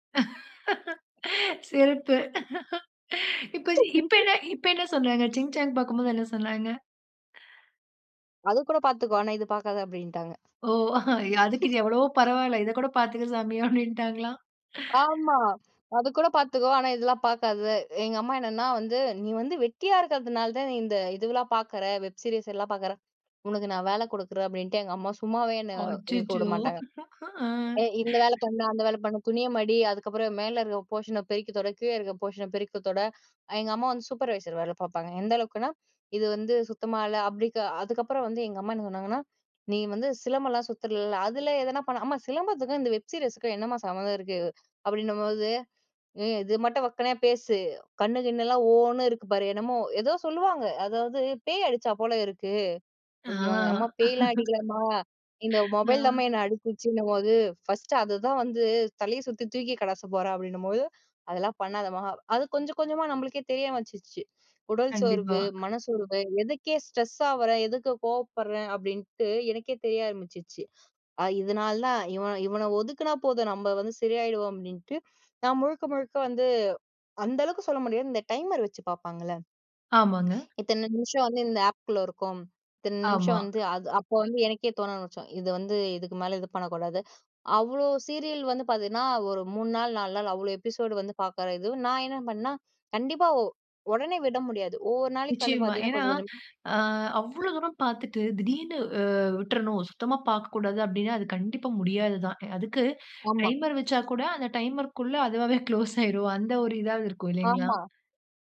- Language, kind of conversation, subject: Tamil, podcast, விட வேண்டிய பழக்கத்தை எப்படி நிறுத்தினீர்கள்?
- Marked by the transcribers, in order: laugh; other noise; laugh; chuckle; laugh; laughing while speaking: "அப்டின்னுட்டாங்களாம்"; laugh; laugh